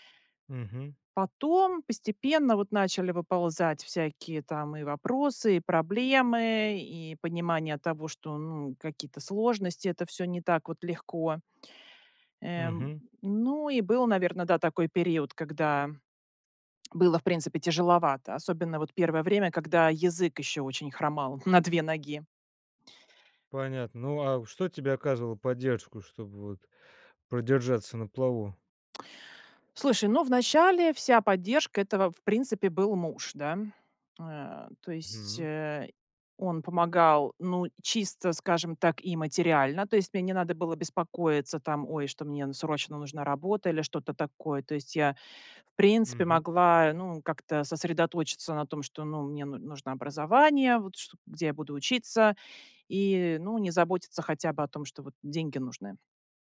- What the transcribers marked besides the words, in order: none
- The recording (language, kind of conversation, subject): Russian, podcast, Когда вам пришлось начать всё с нуля, что вам помогло?